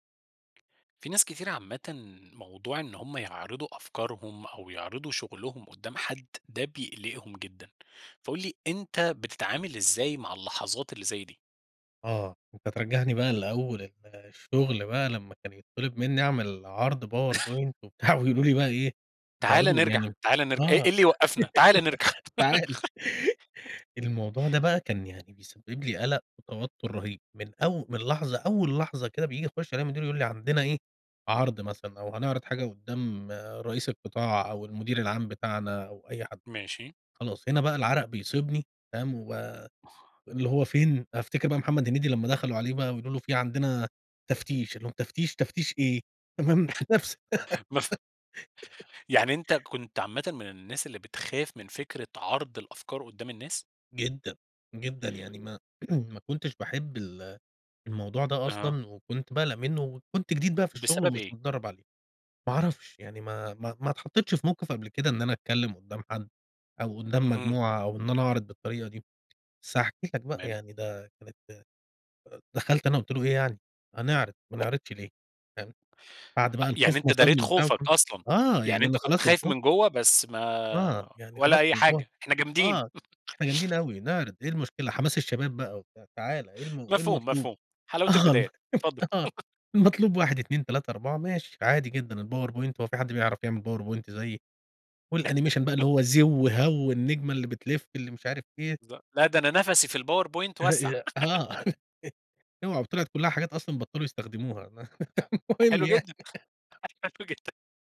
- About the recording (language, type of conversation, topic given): Arabic, podcast, بتحس بالخوف لما تعرض شغلك قدّام ناس؟ بتتعامل مع ده إزاي؟
- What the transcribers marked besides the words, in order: tapping; chuckle; laughing while speaking: "وبتاع"; giggle; chuckle; laughing while speaking: "مف"; giggle; throat clearing; unintelligible speech; laugh; chuckle; in English: "الanimation"; chuckle; laugh; laugh; laughing while speaking: "المهم يعني"; laughing while speaking: "حلو جدًا"